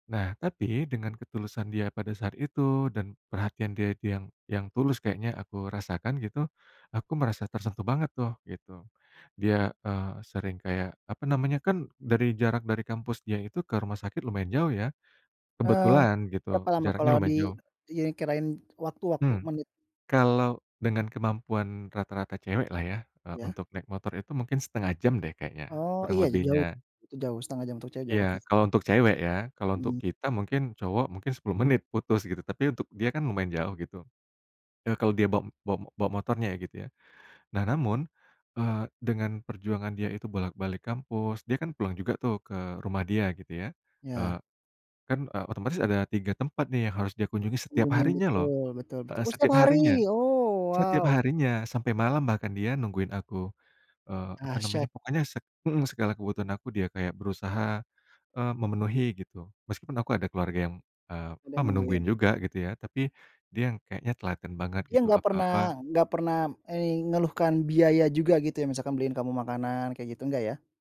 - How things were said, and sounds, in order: tapping; stressed: "setiap harinya"
- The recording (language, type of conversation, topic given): Indonesian, podcast, Bisa ceritakan tentang orang yang pernah menolong kamu saat sakit atau kecelakaan?